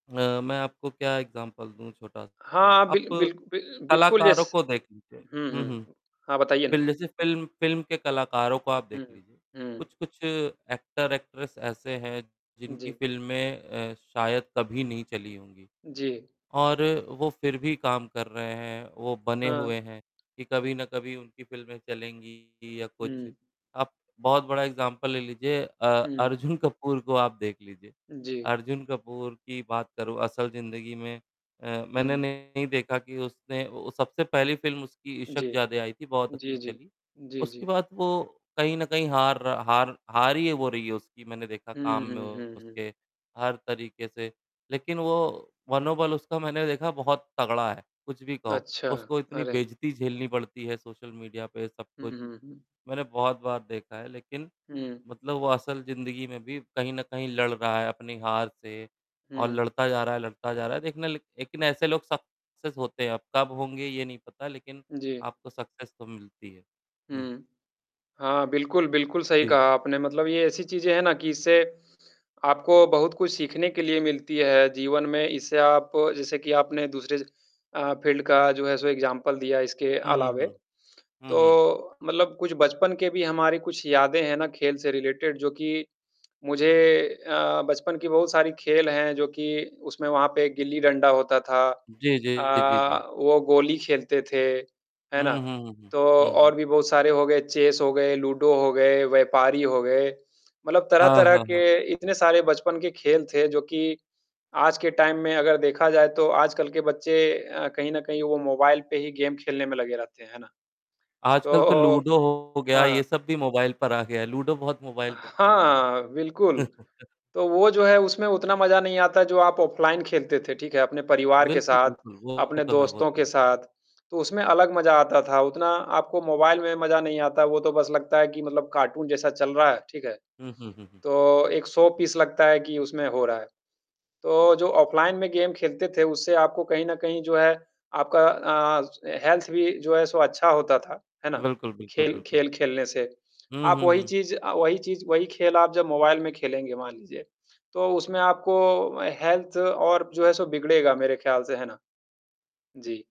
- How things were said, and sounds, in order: distorted speech; in English: "एग्ज़ाम्पल"; in English: "यस"; unintelligible speech; in English: "एक्टर एक्ट्रेस"; tapping; static; in English: "एग्ज़ाम्पल"; laughing while speaking: "अर्जुन"; in English: "सक्सेस"; in English: "सक्सेस"; in English: "फ़ील्ड"; in English: "सो एग्ज़ाम्पल"; in English: "रिलेटेड"; in English: "टाइम"; in English: "गेम"; chuckle; in English: "गेम"; in English: "हेल्थ"; in English: "हेल्थ"
- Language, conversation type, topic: Hindi, unstructured, खेलों में हार-जीत से आप क्या सीखते हैं?